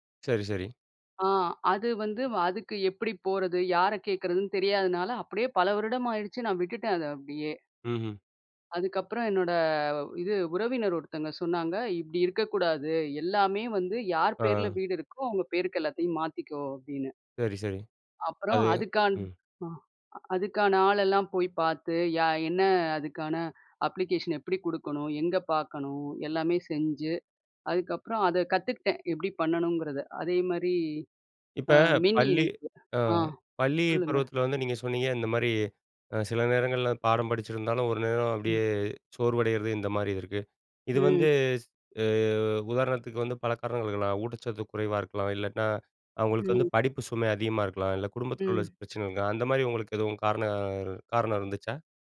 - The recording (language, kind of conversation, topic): Tamil, podcast, உத்வேகம் இல்லாதபோது நீங்கள் உங்களை எப்படி ஊக்கப்படுத்திக் கொள்வீர்கள்?
- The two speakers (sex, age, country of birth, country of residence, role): female, 45-49, India, India, guest; male, 40-44, India, India, host
- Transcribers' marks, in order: drawn out: "என்னோட"; in English: "அப்ளிகேஷன்"; other background noise; drawn out: "காரணம்"